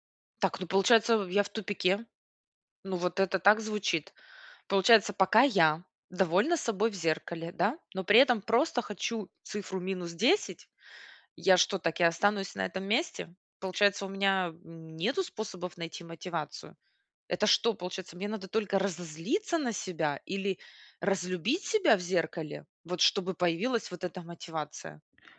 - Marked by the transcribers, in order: other background noise; angry: "Это что, получается, мне надо … себя в зеркале"
- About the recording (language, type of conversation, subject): Russian, advice, Как поставить реалистичную и достижимую цель на год, чтобы не терять мотивацию?